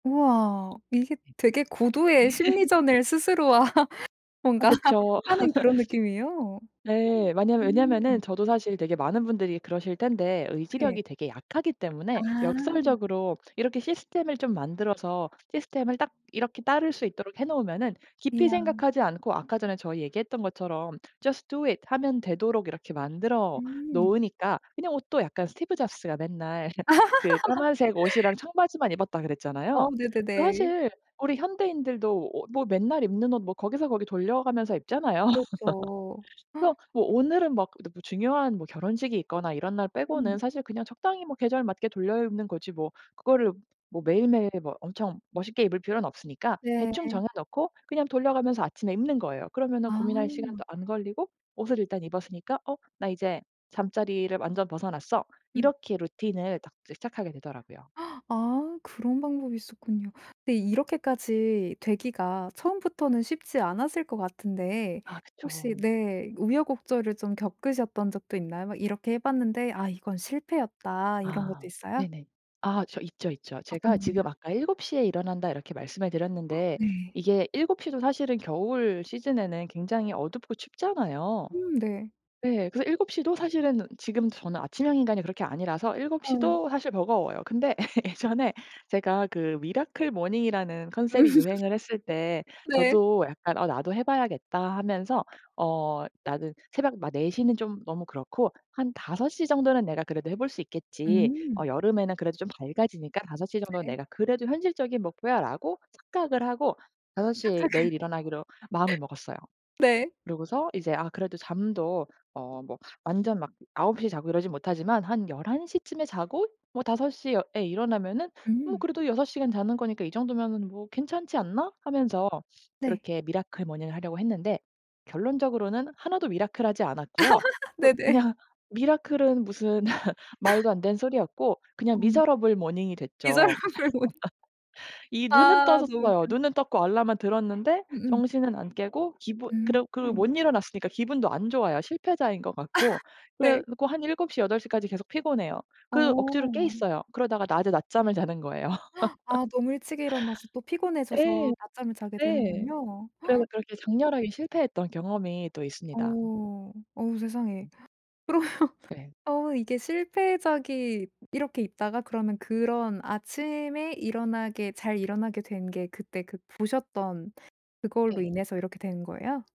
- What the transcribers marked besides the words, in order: laugh; laughing while speaking: "스스로와 뭔가"; laugh; gasp; other background noise; put-on voice: "Just do it"; in English: "Just do it"; tapping; laugh; laugh; gasp; gasp; gasp; laugh; in English: "미라클 모닝이라는"; laugh; laughing while speaking: "착각을"; in English: "미라클 모닝을"; laugh; in English: "미라클"; laugh; in English: "미라클은"; laugh; laughing while speaking: "미저러블 모닝"; in English: "미저러블 모닝"; in English: "미저러블 모닝이"; laugh; laugh; gasp; laugh; gasp; laughing while speaking: "그러면"
- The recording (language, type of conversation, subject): Korean, podcast, 아침 루틴은 보통 어떻게 되세요?